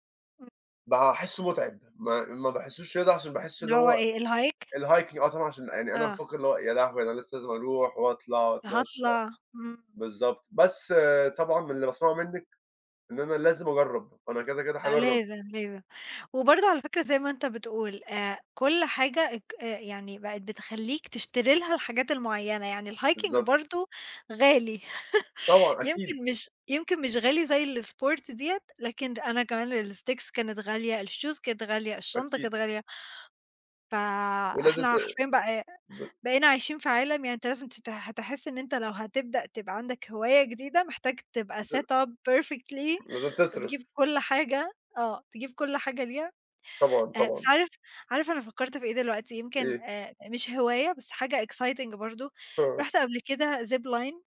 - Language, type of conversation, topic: Arabic, unstructured, عندك هواية بتساعدك تسترخي؟ إيه هي؟
- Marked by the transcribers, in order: in English: "الhiking"; in English: "الhike؟"; in English: "الhiking"; laugh; in English: "الsport"; in English: "الsticks"; in English: "الshoes"; in English: "set up perfectly"; in English: "exciting"; in English: "zip line"